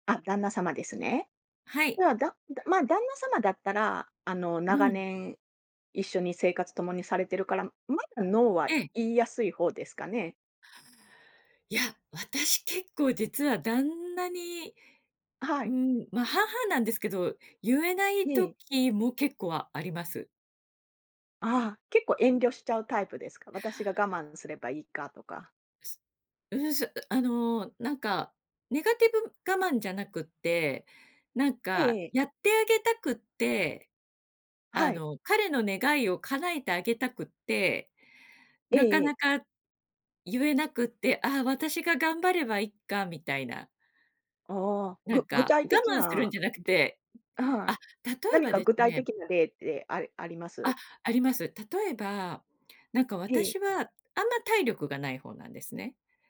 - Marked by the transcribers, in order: none
- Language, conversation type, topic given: Japanese, podcast, パートナーに「ノー」を伝えるとき、何を心がけるべき？